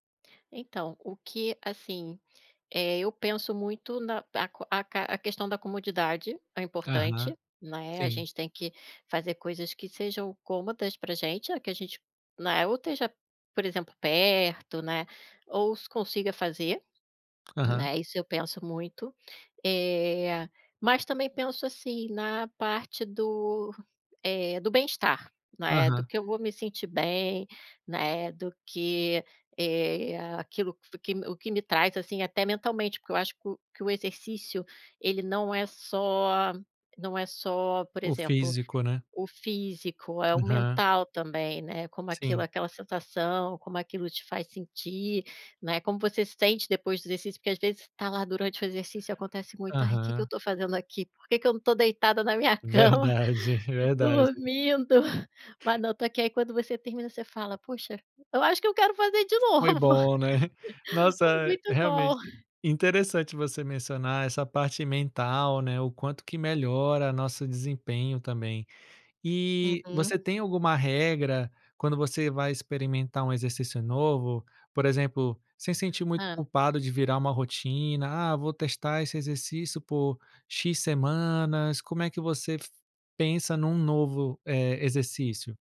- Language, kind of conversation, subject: Portuguese, podcast, Como você escolhe exercícios que realmente gosta de fazer?
- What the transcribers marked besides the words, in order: tapping; laughing while speaking: "deitada na minha cama, dormindo"; laughing while speaking: "Verdade, verdade"; joyful: "Puxa, eu acho que eu quero fazer de novo. Foi muito bom"; chuckle